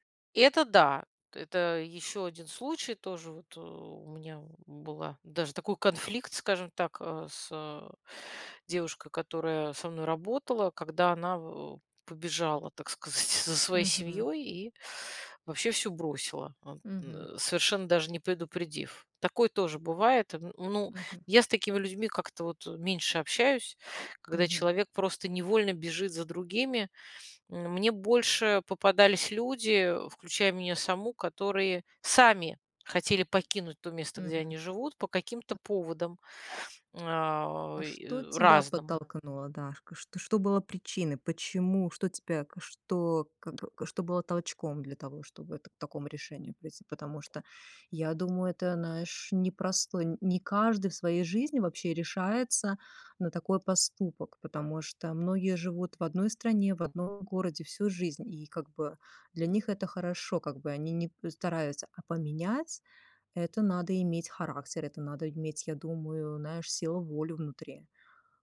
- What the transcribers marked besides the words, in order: laughing while speaking: "так сказать"; stressed: "сами"; other background noise; tapping; "знаешь" said as "наешь"; "знаешь" said as "наешь"
- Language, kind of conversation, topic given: Russian, podcast, Как понять, что пора переезжать в другой город, а не оставаться на месте?